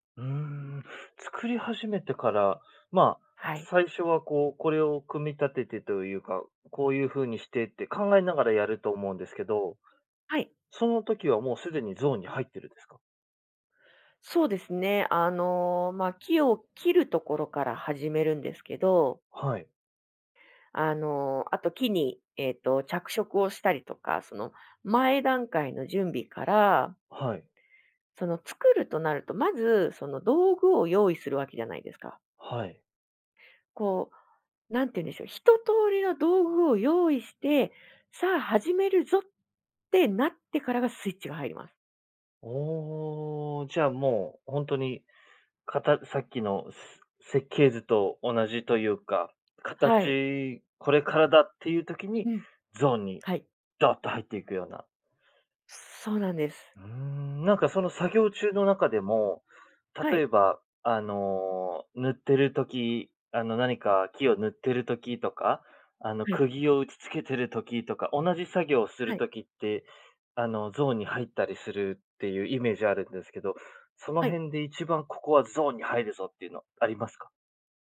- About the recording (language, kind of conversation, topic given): Japanese, podcast, 趣味に没頭して「ゾーン」に入ったと感じる瞬間は、どんな感覚ですか？
- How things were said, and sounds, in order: none